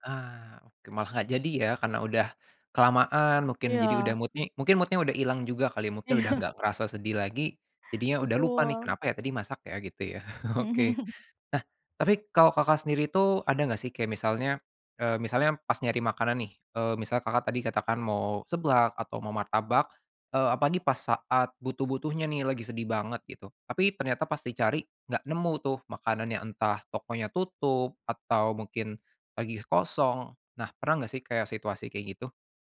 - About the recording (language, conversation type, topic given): Indonesian, podcast, Apa makanan favorit yang selalu kamu cari saat sedang sedih?
- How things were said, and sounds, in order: in English: "mood-nya"; in English: "mood-nya"; laughing while speaking: "Iya"; chuckle